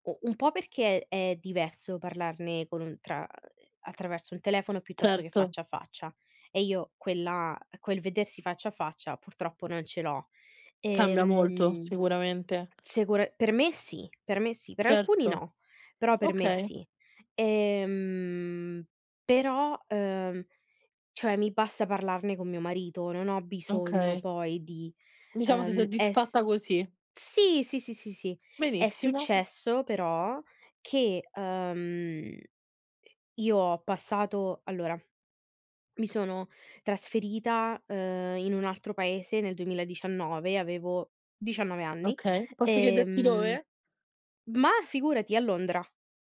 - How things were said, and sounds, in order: other background noise; "secu" said as "sicuramente"
- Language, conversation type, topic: Italian, unstructured, Come ti senti quando parli delle tue emozioni con gli altri?